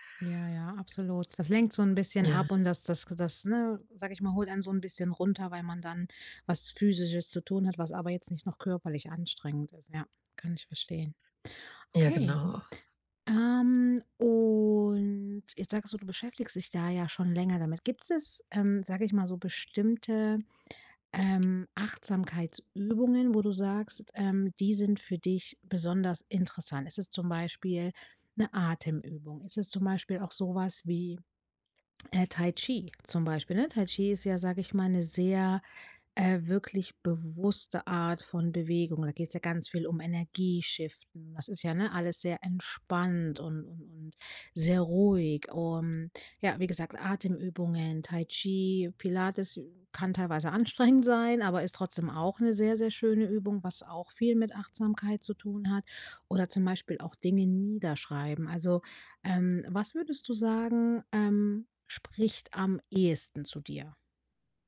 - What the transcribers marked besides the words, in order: other background noise; drawn out: "und"
- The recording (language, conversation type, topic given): German, advice, Wie kann ich eine einfache tägliche Achtsamkeitsroutine aufbauen und wirklich beibehalten?